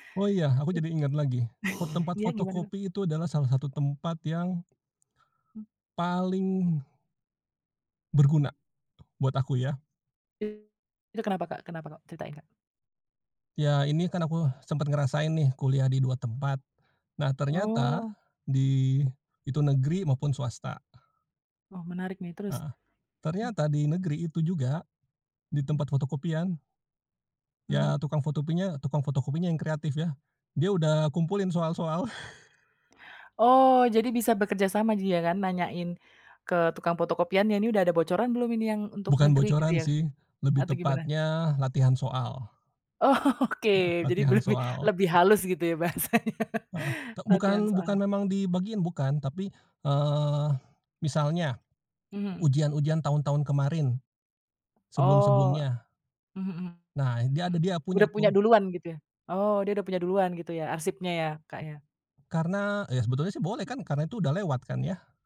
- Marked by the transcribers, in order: laugh; other background noise; laugh; laughing while speaking: "Oke, jadi be lebih, lebih halus gitu ya bahasanya"
- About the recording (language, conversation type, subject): Indonesian, podcast, Apa strategi kamu untuk menghadapi ujian besar tanpa stres berlebihan?